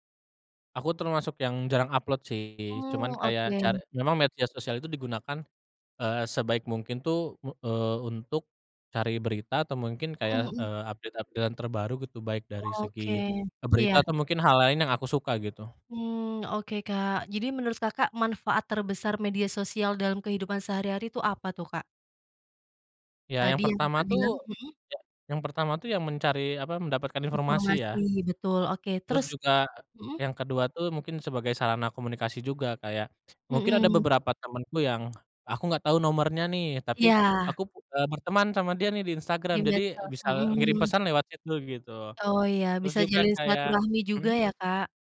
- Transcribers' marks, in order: in English: "update-update-an"; in English: "chat"
- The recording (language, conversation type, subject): Indonesian, podcast, Menurut kamu, apa manfaat media sosial dalam kehidupan sehari-hari?